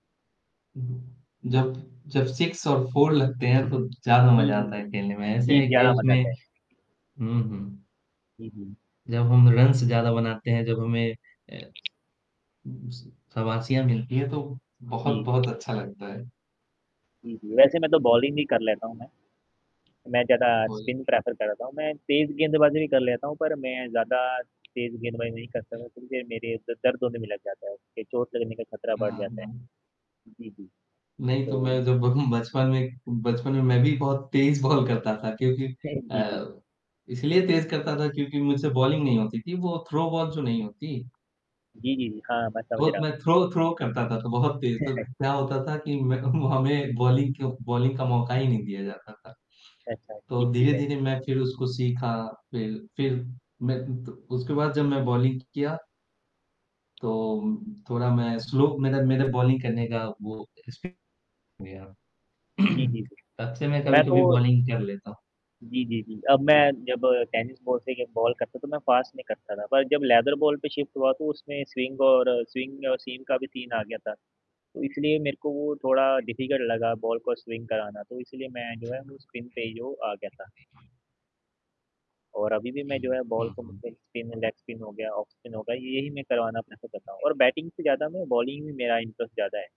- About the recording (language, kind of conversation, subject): Hindi, unstructured, क्या आपको क्रिकेट खेलना ज्यादा पसंद है या फुटबॉल?
- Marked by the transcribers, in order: static; other background noise; in English: "सिक्स"; in English: "फोर"; laughing while speaking: "तो"; distorted speech; in English: "रन्स"; tapping; in English: "बॉलिंग"; in English: "स्पिन प्रेफ़र"; laughing while speaking: "जब"; other noise; laughing while speaking: "बॉल"; chuckle; in English: "बॉलिंग"; in English: "थ्रो बॉल"; in English: "थ्रो थ्रो"; chuckle; laughing while speaking: "मैं वो हमें"; in English: "बॉलिंग"; in English: "बॉलिंग"; in English: "बॉलिंग"; in English: "स्लो"; in English: "बॉलिंग"; throat clearing; in English: "बॉलिंग"; in English: "बॉल"; in English: "फ़ास्ट"; in English: "लेदर बॉल"; in English: "शिफ्ट"; in English: "स्विंग"; in English: "स्विंग"; in English: "सीम"; in English: "सीन"; in English: "डिफिकल्ट"; in English: "बॉल"; in English: "स्विंग"; in English: "स्पिन"; in English: "बॉल"; in English: "स्पिन, लेग स्पिन"; in English: "ऑफ़ स्पिन"; in English: "प्रेफ़र"; in English: "बैटिंग"; in English: "बॉलिंग"; in English: "इंटरेस्ट"